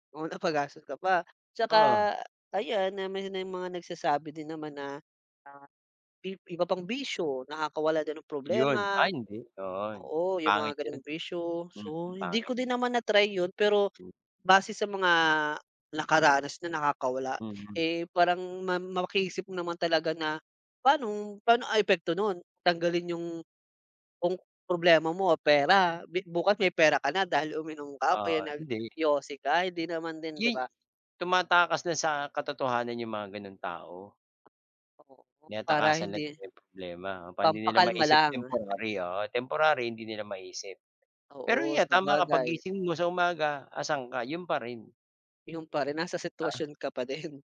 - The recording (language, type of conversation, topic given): Filipino, unstructured, Paano ka nagpapahinga matapos ang mahirap na araw?
- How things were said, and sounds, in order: other background noise